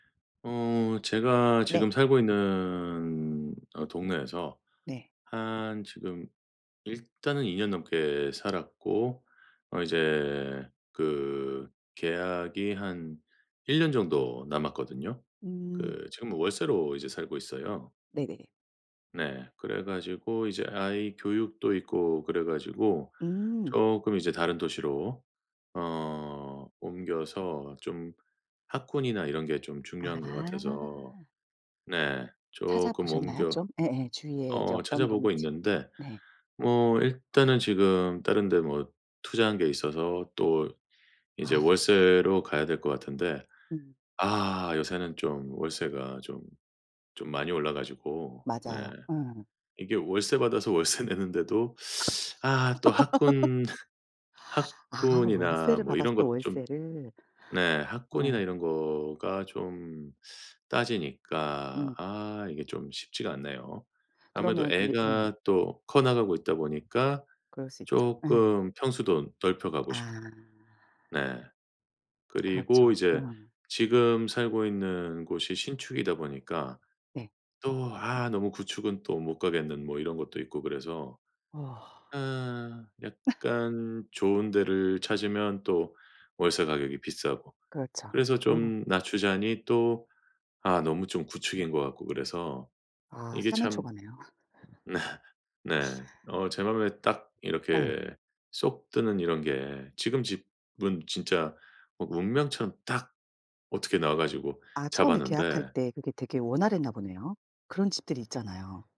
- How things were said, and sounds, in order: other background noise; laughing while speaking: "월세"; laugh; laughing while speaking: "학군"; teeth sucking; laugh; laughing while speaking: "네"; laugh
- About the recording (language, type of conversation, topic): Korean, advice, 새 도시에서 집을 구하고 임대 계약을 할 때 스트레스를 줄이려면 어떻게 해야 하나요?